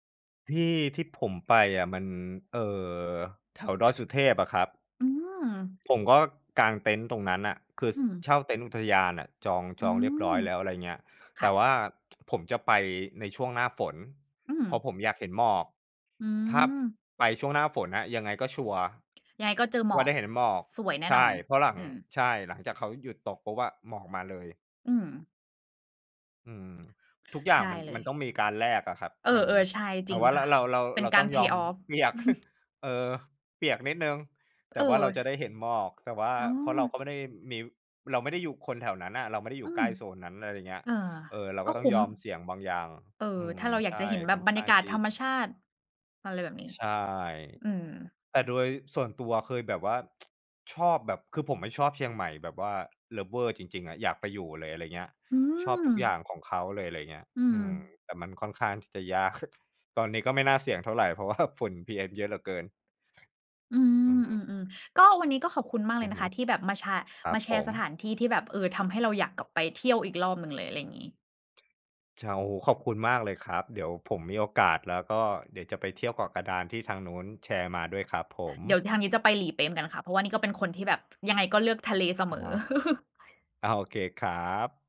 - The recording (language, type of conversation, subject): Thai, unstructured, สถานที่ไหนที่คุณอยากกลับไปอีกครั้ง และเพราะอะไร?
- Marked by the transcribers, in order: tsk; other background noise; laughing while speaking: "เปียก"; in English: "pay off"; chuckle; tsk; in English: "lover"; laughing while speaking: "ยาก"; laughing while speaking: "เพราะว่า"; laugh; other noise